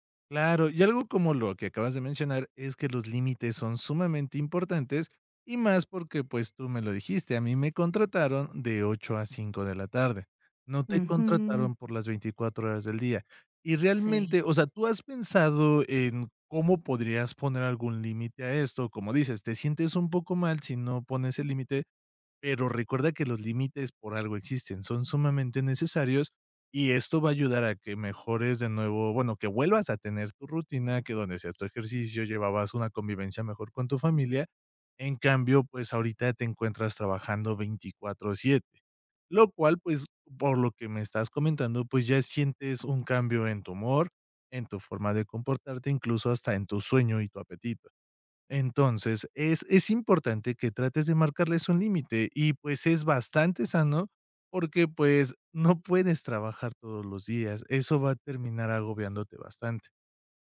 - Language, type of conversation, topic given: Spanish, advice, ¿De qué manera estoy descuidando mi salud por enfocarme demasiado en el trabajo?
- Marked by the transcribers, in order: none